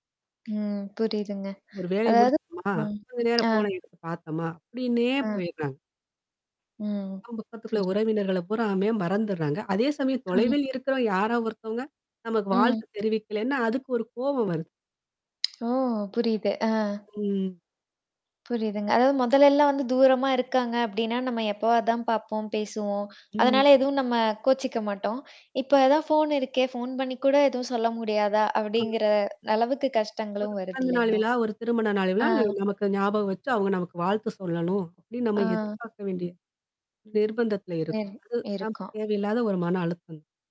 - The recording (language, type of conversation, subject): Tamil, podcast, தொலைபேசி பயன்பாடும் சமூக ஊடகங்களும் உங்களை எப்படி மாற்றின?
- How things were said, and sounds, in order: static; distorted speech; lip smack; in English: "ஃபோன"; laugh; other background noise; in English: "ஃபோன்"; in English: "ஃபோன்"; unintelligible speech